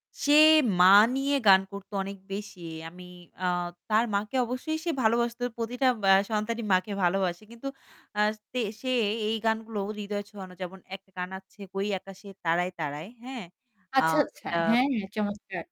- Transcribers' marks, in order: "'ওই" said as "হই"; static
- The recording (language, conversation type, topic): Bengali, podcast, কোন পুরনো গান শুনলে আপনার স্মৃতি জেগে ওঠে?